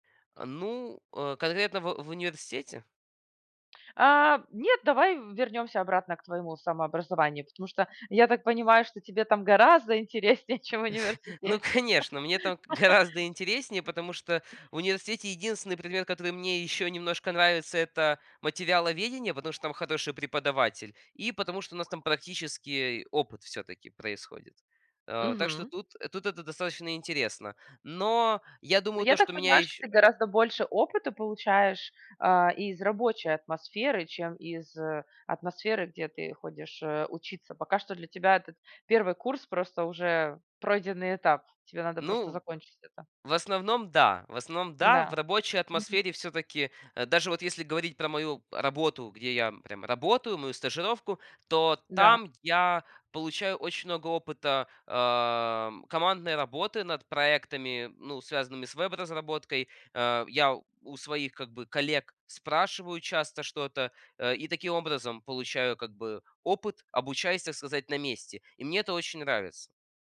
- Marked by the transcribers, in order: other background noise; chuckle; laughing while speaking: "интереснее"; laugh; tapping
- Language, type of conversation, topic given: Russian, podcast, Что делает обучение по-настоящему увлекательным для тебя?